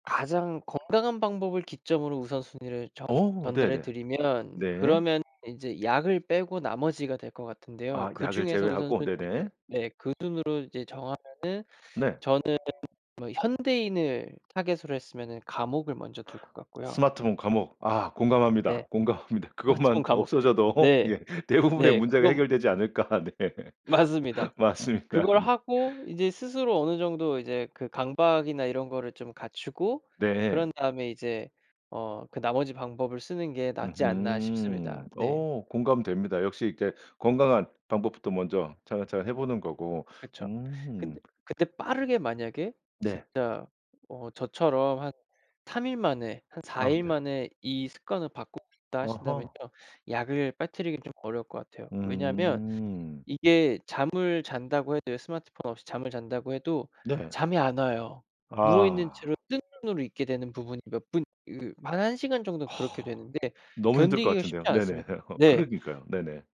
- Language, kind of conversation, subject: Korean, podcast, 규칙적인 수면 습관은 어떻게 유지하시나요?
- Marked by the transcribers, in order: other background noise; tapping; laughing while speaking: "공감합니다. 그것만 없어져도 예 대부분의 문제가 해결되지 않을까. 네 맞습니다. 네"; laugh